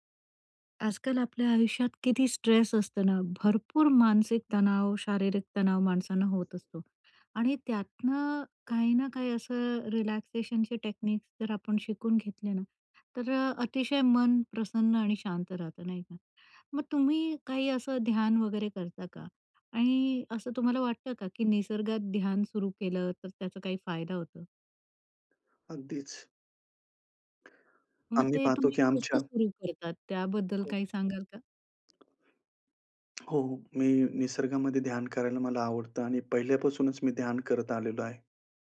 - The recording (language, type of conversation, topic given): Marathi, podcast, निसर्गात ध्यान कसे सुरू कराल?
- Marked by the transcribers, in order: other background noise; in English: "टेक्निक्स"; tapping